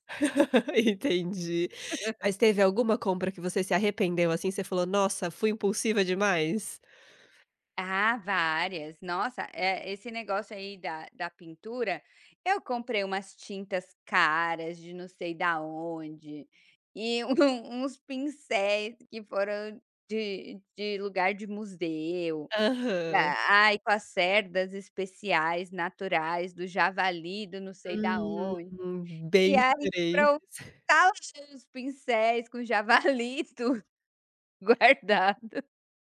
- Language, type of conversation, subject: Portuguese, podcast, Que papel os aplicativos de entrega têm no seu dia a dia?
- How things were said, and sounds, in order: laugh; laughing while speaking: "um"; chuckle; other background noise; laughing while speaking: "javali e tudo, guardado"